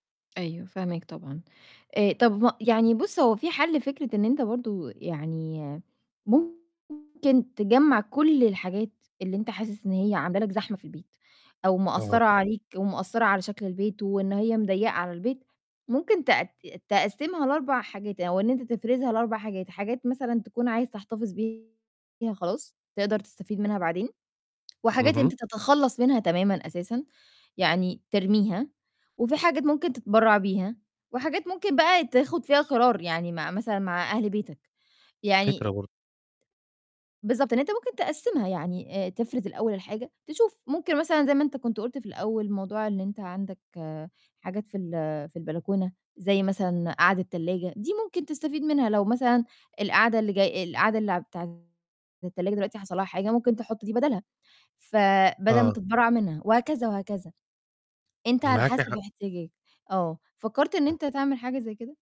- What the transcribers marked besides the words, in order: distorted speech; tapping
- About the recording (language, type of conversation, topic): Arabic, advice, إزاي أتعامل مع تكدّس الأغراض في البيت وأنا مش عارف أتخلّص من إيه؟